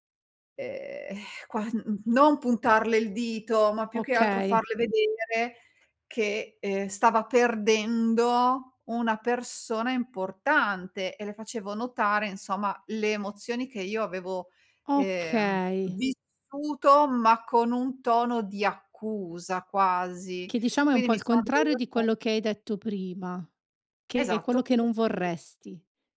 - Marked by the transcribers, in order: exhale; tapping; other background noise
- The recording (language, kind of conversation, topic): Italian, advice, Come posso riallacciare un’amicizia dopo un tradimento passato?